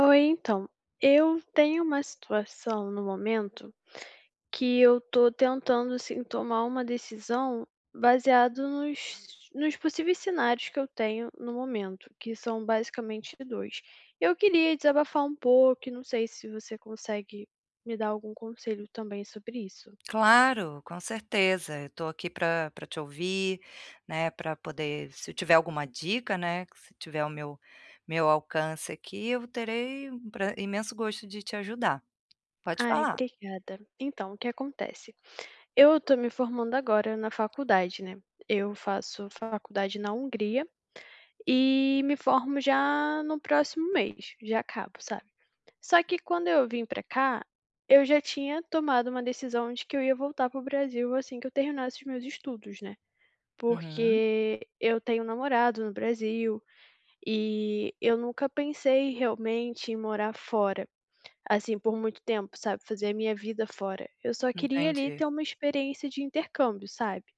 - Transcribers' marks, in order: tapping; other background noise
- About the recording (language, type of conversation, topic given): Portuguese, advice, Como posso tomar uma decisão sobre o meu futuro com base em diferentes cenários e seus possíveis resultados?